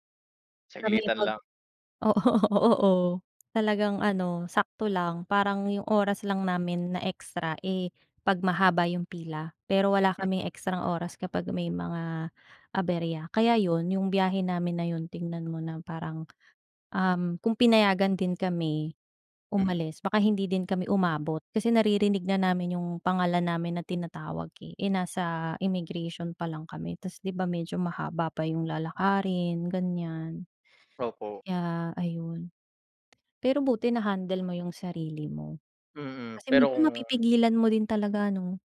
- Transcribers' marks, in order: laughing while speaking: "oo"
- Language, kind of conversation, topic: Filipino, unstructured, Ano ang pinakanakakairita mong karanasan sa pagsusuri ng seguridad sa paliparan?